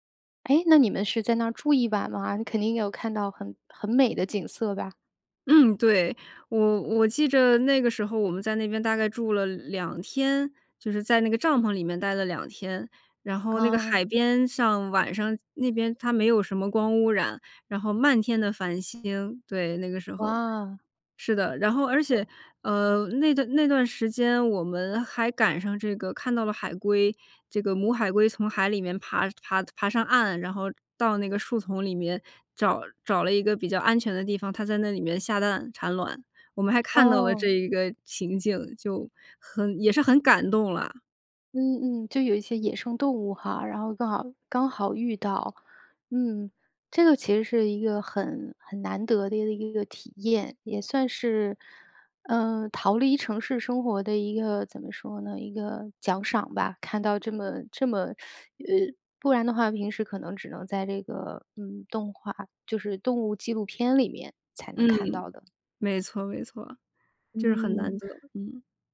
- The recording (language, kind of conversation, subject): Chinese, podcast, 大自然曾经教会过你哪些重要的人生道理？
- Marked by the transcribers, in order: other noise; other background noise; teeth sucking